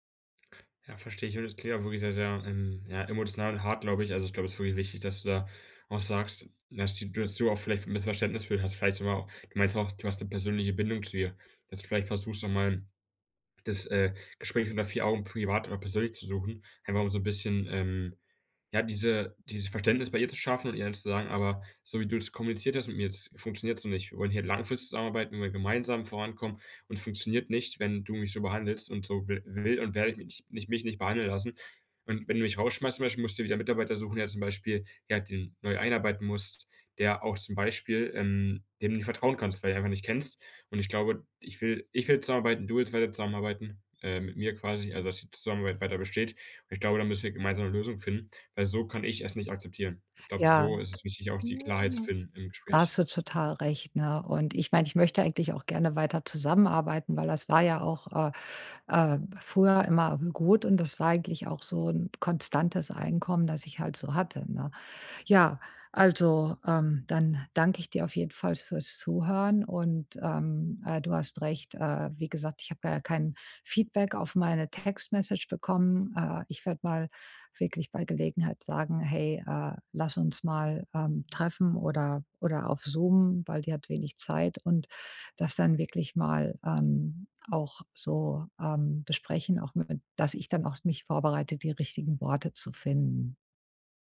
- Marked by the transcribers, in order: unintelligible speech; unintelligible speech; other background noise; other noise
- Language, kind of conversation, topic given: German, advice, Wie kann ich Kritik annehmen, ohne sie persönlich zu nehmen?
- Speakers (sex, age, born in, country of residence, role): female, 50-54, Germany, United States, user; male, 18-19, Germany, Germany, advisor